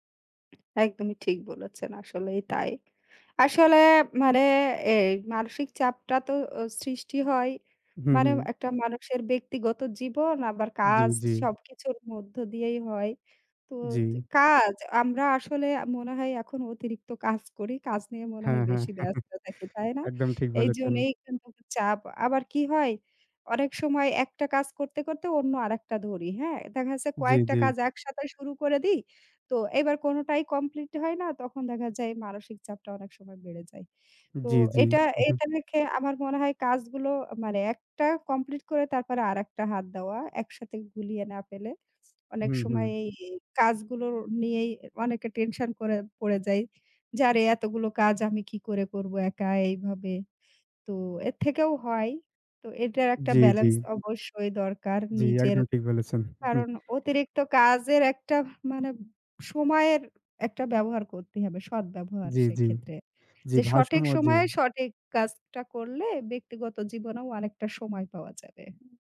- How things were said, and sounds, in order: other background noise; chuckle; chuckle
- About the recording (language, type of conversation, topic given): Bengali, unstructured, দৈনন্দিন জীবনে মানসিক চাপ কমানোর উপায় কী?